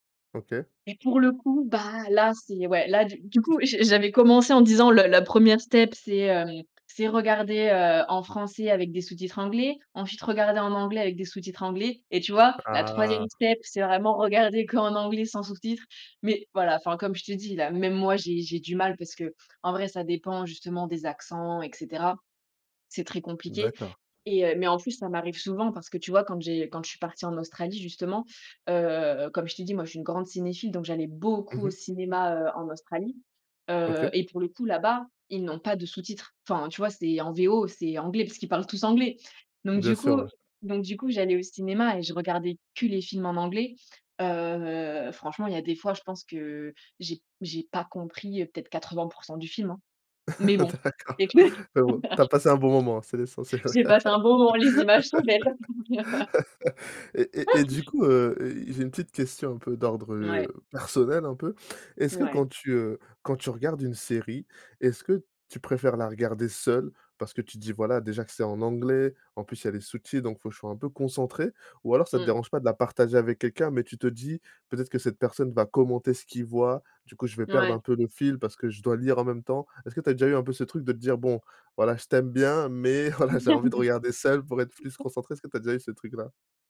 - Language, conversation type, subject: French, podcast, Tu regardes les séries étrangères en version originale sous-titrée ou en version doublée ?
- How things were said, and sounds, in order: other background noise; tapping; in English: "step"; drawn out: "Ah !"; in English: "step"; drawn out: "heu"; stressed: "beaucoup"; drawn out: "Heu"; laugh; laughing while speaking: "D'accord. Mais bon tu as passé un bon moment, c'est l'essentiel"; laugh; laughing while speaking: "j'ai passé un bon moment, les images sont belles !"; laugh; chuckle; laughing while speaking: "voilà"; laugh